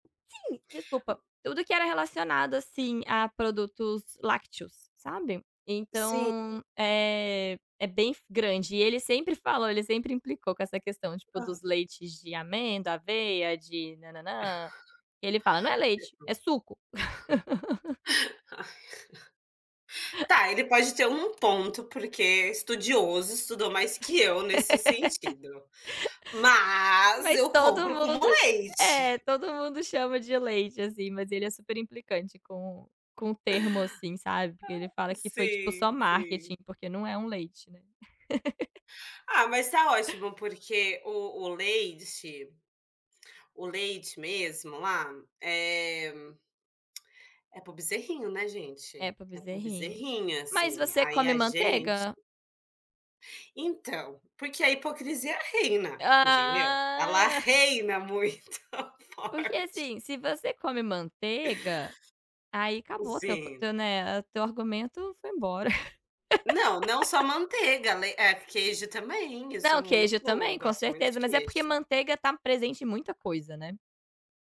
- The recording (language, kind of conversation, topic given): Portuguese, unstructured, Qual comida traz mais lembranças da sua infância?
- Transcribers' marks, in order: tapping; sneeze; chuckle; unintelligible speech; laugh; laugh; laugh; stressed: "Mas"; chuckle; laugh; drawn out: "Ah"; chuckle; laughing while speaking: "muito forte"; laugh